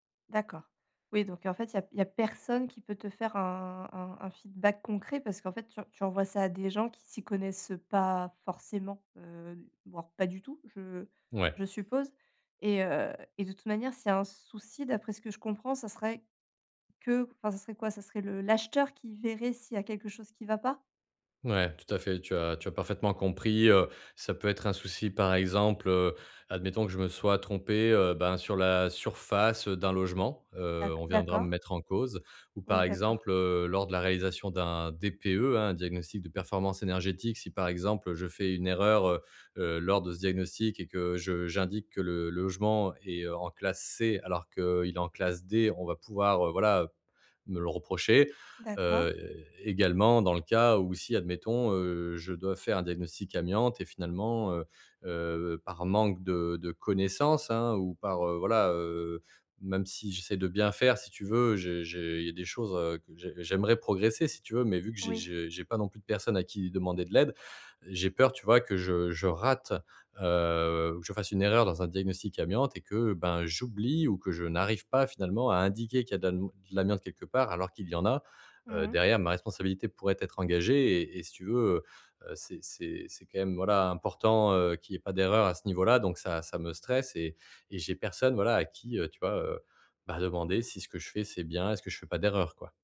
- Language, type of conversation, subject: French, advice, Comment puis-je mesurer mes progrès sans me décourager ?
- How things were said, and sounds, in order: none